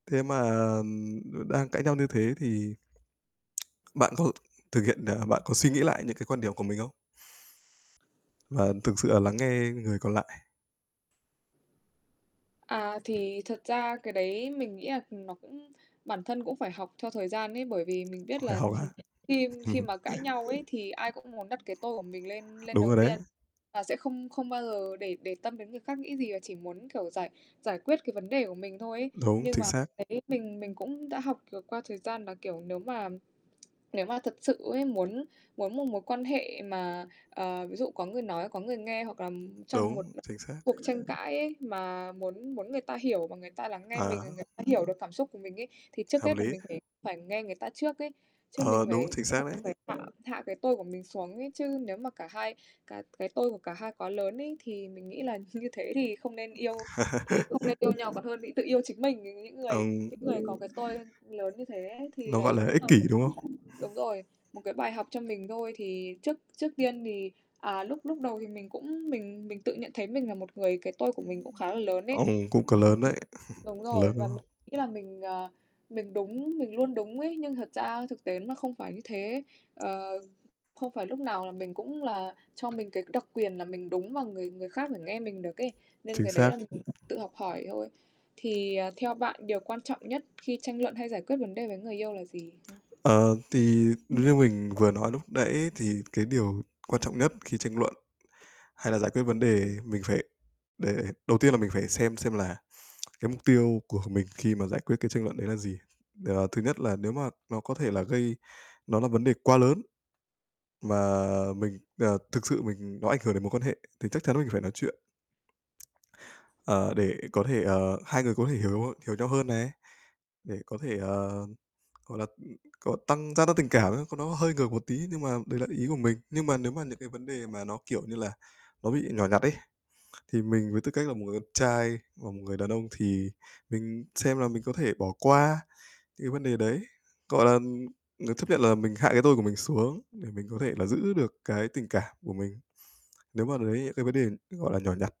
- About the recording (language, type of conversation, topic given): Vietnamese, unstructured, Làm sao để giải quyết mâu thuẫn trong tình cảm một cách hiệu quả?
- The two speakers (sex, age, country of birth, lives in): female, 20-24, Vietnam, United States; male, 25-29, Vietnam, Vietnam
- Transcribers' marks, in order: other background noise; tsk; tapping; distorted speech; chuckle; laugh; laughing while speaking: "như"; unintelligible speech; other noise; chuckle; unintelligible speech